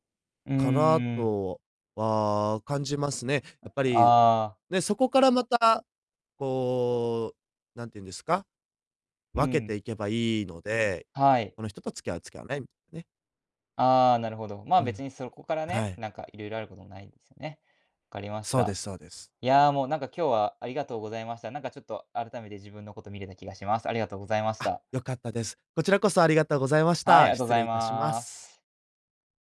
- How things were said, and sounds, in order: none
- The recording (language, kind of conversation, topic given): Japanese, advice, SNSで見せる自分と実生活のギャップに疲れているのはなぜですか？